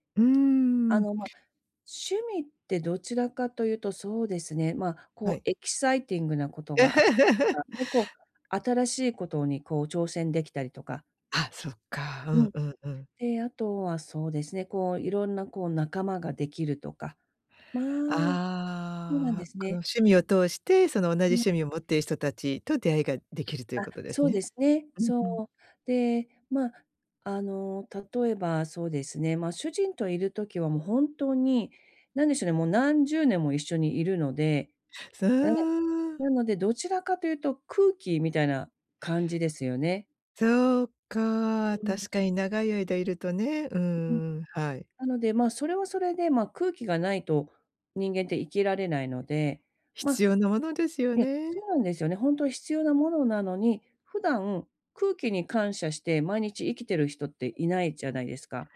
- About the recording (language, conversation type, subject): Japanese, advice, 日々の中で小さな喜びを見つける習慣をどうやって身につければよいですか？
- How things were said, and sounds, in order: tapping; other noise; laugh; unintelligible speech; unintelligible speech; other background noise